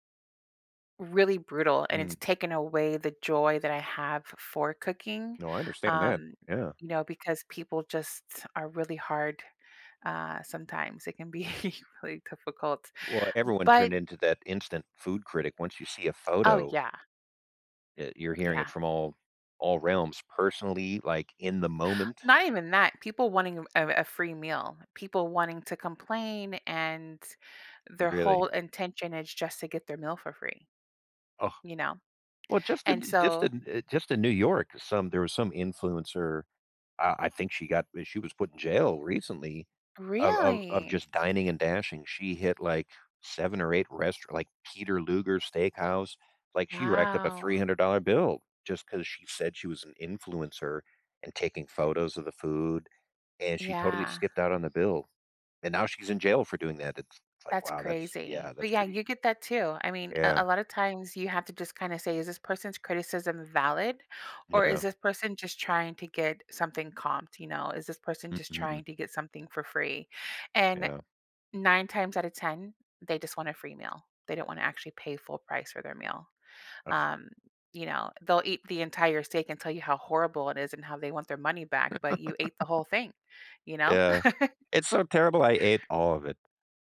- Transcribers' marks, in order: laughing while speaking: "be"; tapping; chuckle; chuckle
- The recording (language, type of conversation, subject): English, unstructured, How can one get creatively unstuck when every idea feels flat?